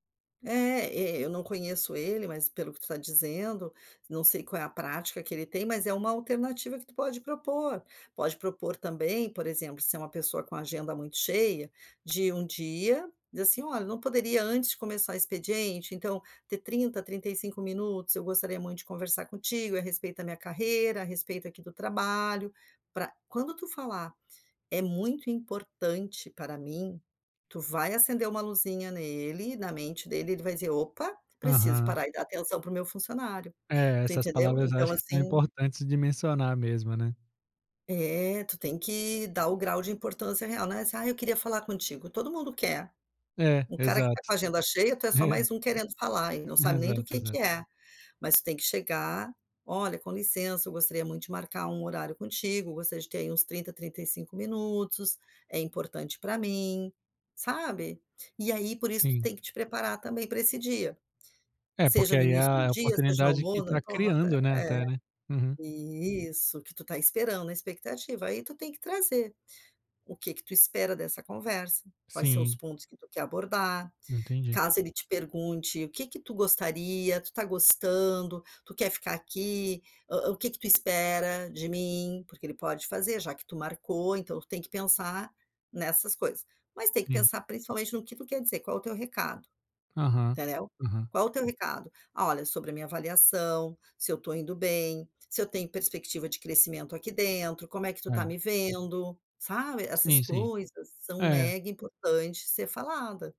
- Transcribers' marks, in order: laughing while speaking: "É"
- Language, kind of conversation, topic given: Portuguese, advice, Como posso pedir feedback ao meu chefe sobre o meu desempenho?